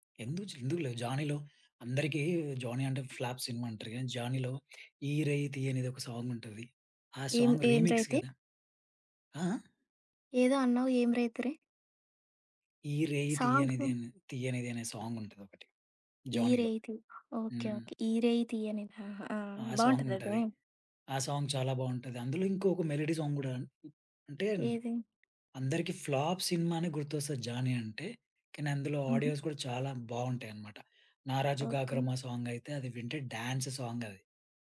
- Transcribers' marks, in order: in English: "ఫ్లాప్"; in English: "సాంగ్ రీమిక్స్"; in English: "సాంగ్"; other background noise; in English: "సాంగ్"; in English: "సాంగ్"; in English: "మెలోడీ సాంగ్"; in English: "ఫ్లాప్"; in English: "ఆడియోస్"; in English: "సాంగ్"; in English: "డాన్స్"
- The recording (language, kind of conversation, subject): Telugu, podcast, ఏ సంగీతం వింటే మీరు ప్రపంచాన్ని మర్చిపోతారు?